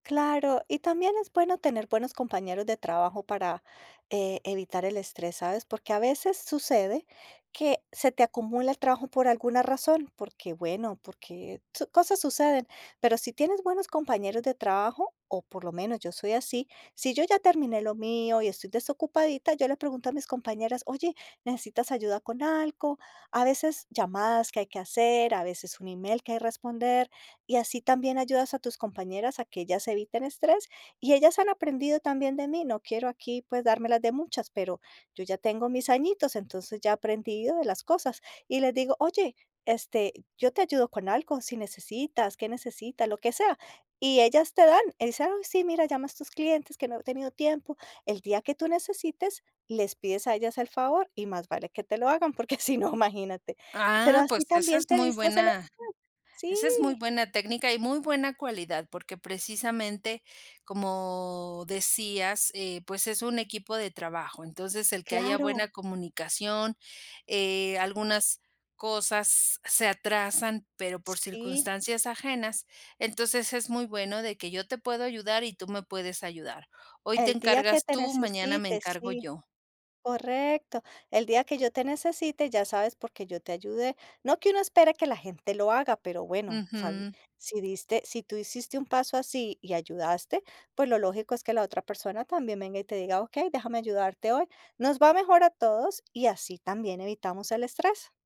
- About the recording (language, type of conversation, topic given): Spanish, podcast, ¿Cómo manejas el estrés cuando se te acumula el trabajo?
- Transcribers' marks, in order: laughing while speaking: "porque si no, imagínate"